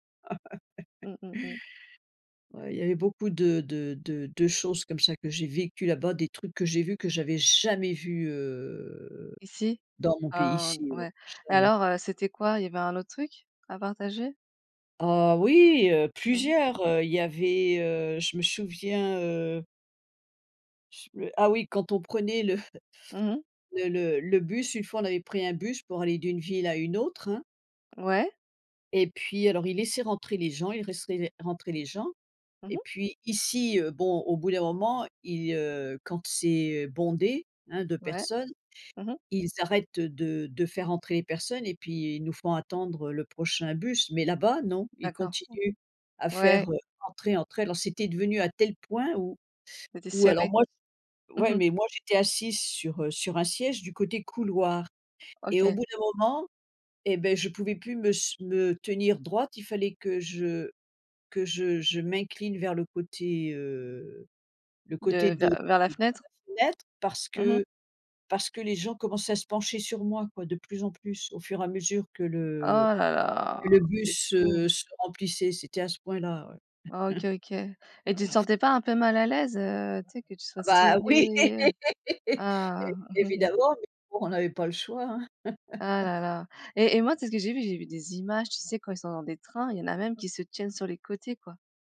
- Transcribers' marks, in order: laugh; stressed: "jamais"; drawn out: "heu"; chuckle; tapping; "laissaient" said as "raisseraient"; other background noise; chuckle; laugh; chuckle; laugh
- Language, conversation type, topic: French, unstructured, Qu’est-ce qui rend un voyage vraiment inoubliable ?